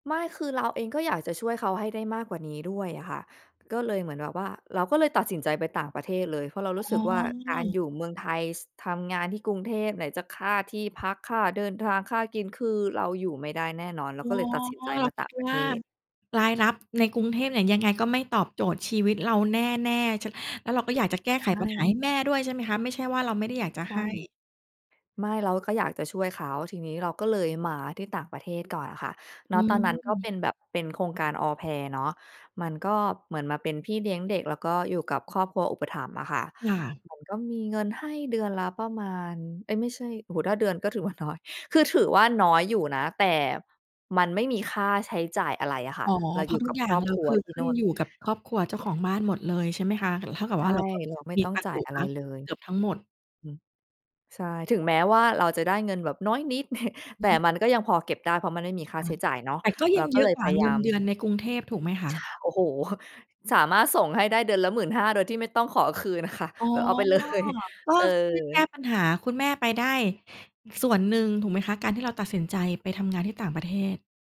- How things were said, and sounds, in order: other background noise; tapping; laughing while speaking: "น้อย"; chuckle; chuckle; laughing while speaking: "เลย"
- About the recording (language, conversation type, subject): Thai, podcast, ครอบครัวคาดหวังให้คุณเลี้ยงดูพ่อแม่ในอนาคตไหมคะ?
- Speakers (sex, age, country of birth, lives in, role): female, 35-39, Thailand, United States, guest; female, 40-44, Thailand, Thailand, host